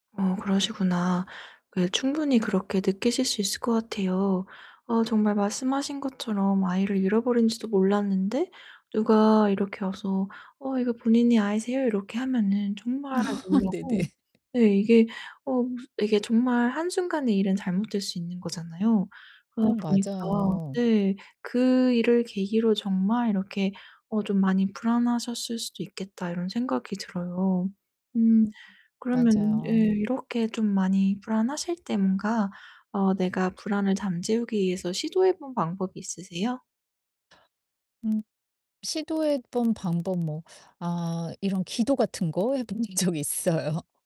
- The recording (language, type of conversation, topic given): Korean, advice, 실생활에서 불안을 어떻게 받아들이고 함께 살아갈 수 있을까요?
- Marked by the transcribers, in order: laugh; laughing while speaking: "네네"; laugh; distorted speech; laughing while speaking: "적 있어요"